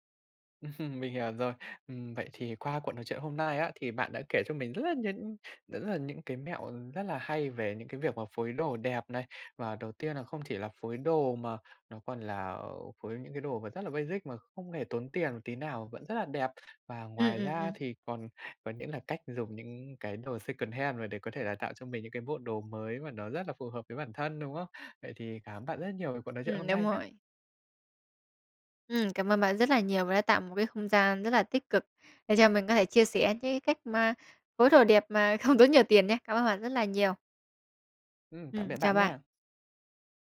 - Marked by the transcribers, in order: laugh; other background noise; in English: "basic"; in English: "secondhand"; tapping; laughing while speaking: "không"
- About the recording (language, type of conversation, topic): Vietnamese, podcast, Làm sao để phối đồ đẹp mà không tốn nhiều tiền?